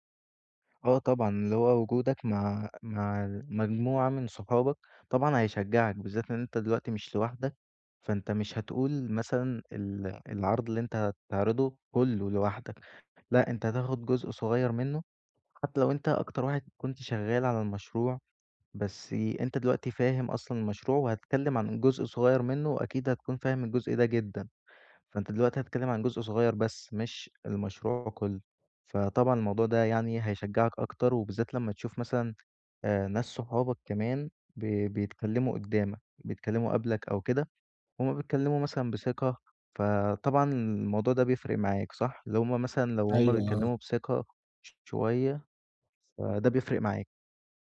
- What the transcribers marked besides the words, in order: none
- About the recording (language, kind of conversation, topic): Arabic, advice, إزاي أتغلب على الخوف من الكلام قدام الناس في اجتماع أو قدام جمهور؟